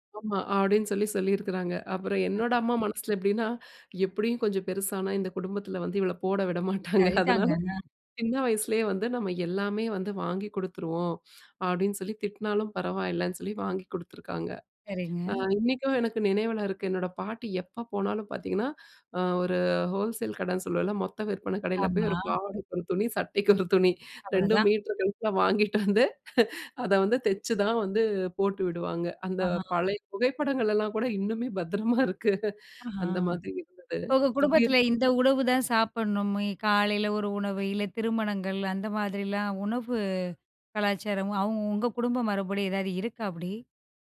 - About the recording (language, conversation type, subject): Tamil, podcast, குடும்ப மரபு உங்களை எந்த விதத்தில் உருவாக்கியுள்ளது என்று நீங்கள் நினைக்கிறீர்கள்?
- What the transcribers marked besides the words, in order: laugh; chuckle; other noise; in English: "ஹோல்சேல்"; laughing while speaking: "பாவாடைக்கு ஒரு துணி, சட்டைக்கு ஒரு … இன்னுமே பத்திரமா இருக்கு"